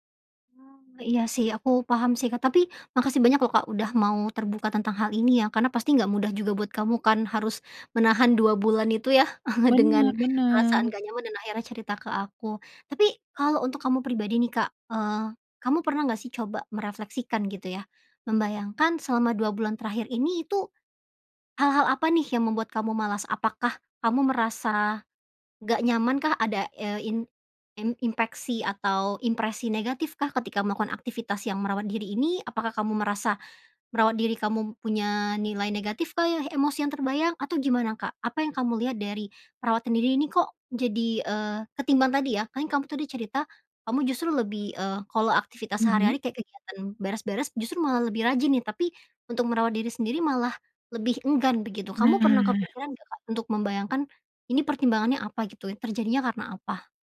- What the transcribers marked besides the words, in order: chuckle; other background noise
- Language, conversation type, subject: Indonesian, advice, Bagaimana cara mengatasi rasa lelah dan hilang motivasi untuk merawat diri?